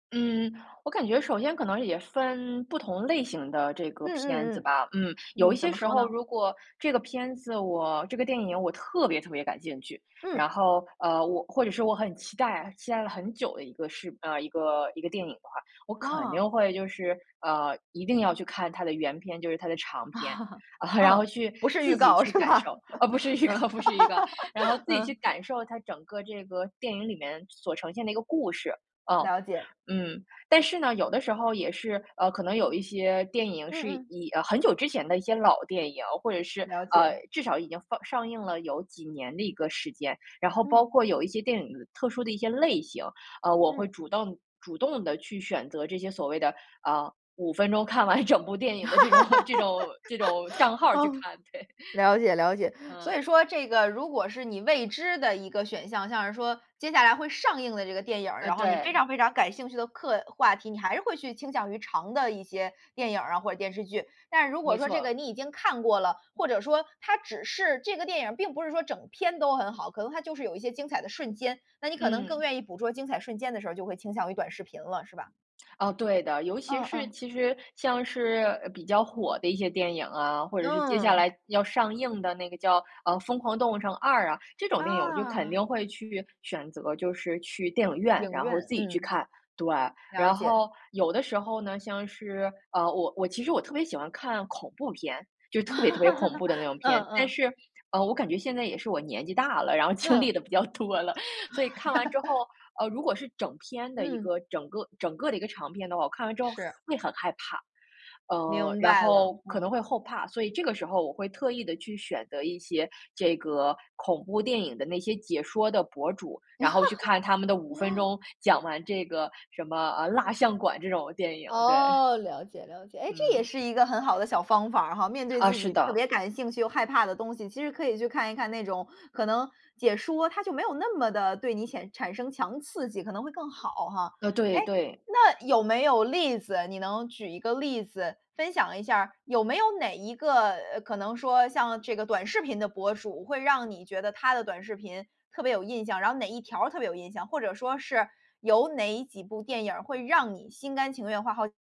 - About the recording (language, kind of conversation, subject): Chinese, podcast, 你更喜欢短视频还是长视频，为什么？
- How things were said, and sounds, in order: chuckle; laughing while speaking: "呃，不是一个 不是一个"; laughing while speaking: "是吧？"; laugh; laughing while speaking: "看完整部电影的这种 这种 这种账号去看，对"; laugh; other background noise; laugh; laughing while speaking: "经历得比较多了"; laugh; laugh